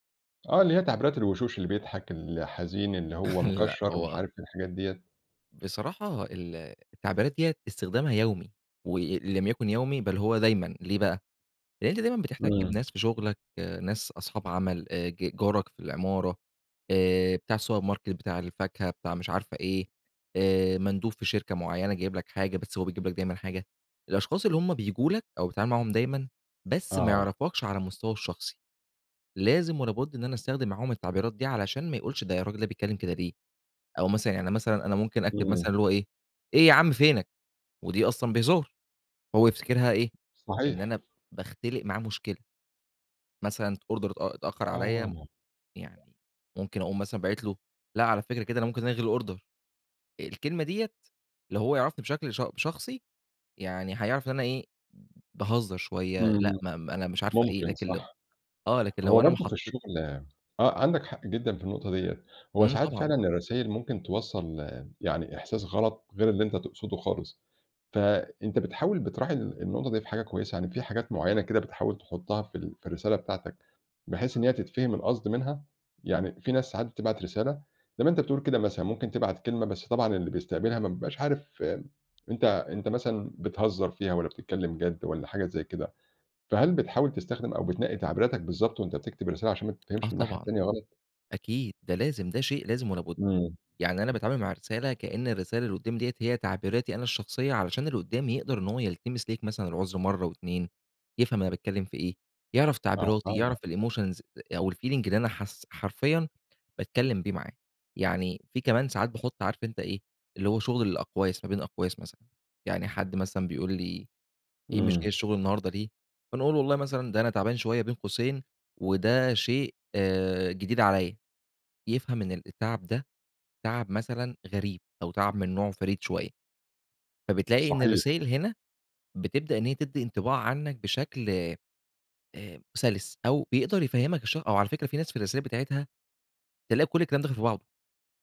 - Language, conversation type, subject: Arabic, podcast, إيه حدود الخصوصية اللي لازم نحطّها في الرسايل؟
- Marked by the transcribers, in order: laugh; laughing while speaking: "لأ"; other background noise; in English: "السوبر ماركت"; put-on voice: "إيه عم فينك؟"; tapping; in English: "أوردر"; put-on voice: "لأ على فكرة كده أنا ممكن ألغي الأوردر"; in English: "الأوردر"; in English: "الemotions"; in English: "الfeeling"